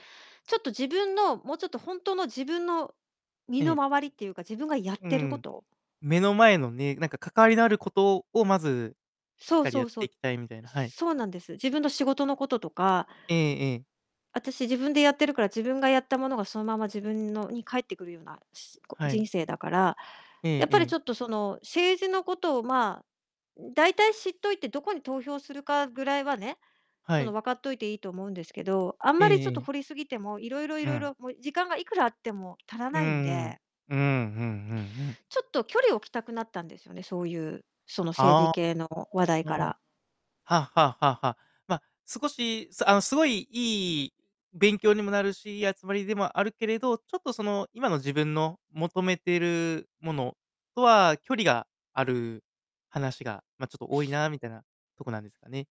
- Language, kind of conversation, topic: Japanese, advice, 人付き合いを減らすべきか、それとも関係を続けるべきか迷っているのですが、どう判断すればよいですか？
- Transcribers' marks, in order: distorted speech